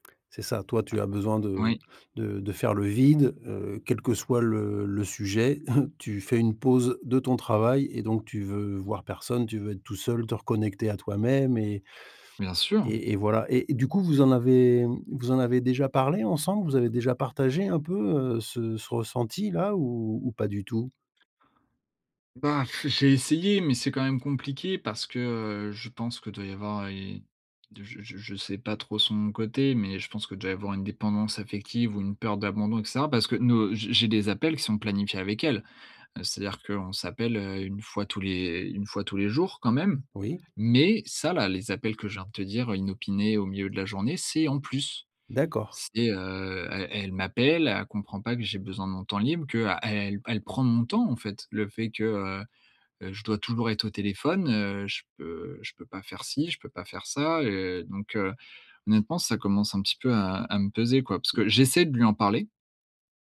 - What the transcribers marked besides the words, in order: chuckle; tapping; stressed: "Mais"
- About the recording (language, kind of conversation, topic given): French, advice, Comment gérer ce sentiment d’étouffement lorsque votre partenaire veut toujours être ensemble ?